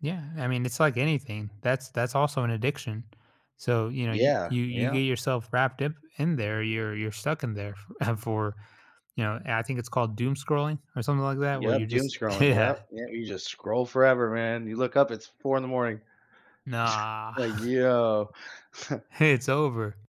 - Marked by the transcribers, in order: laughing while speaking: "ah"; laughing while speaking: "yeah"; drawn out: "Nah"; chuckle
- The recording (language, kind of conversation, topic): English, advice, How can I prevent burnout while managing daily stress?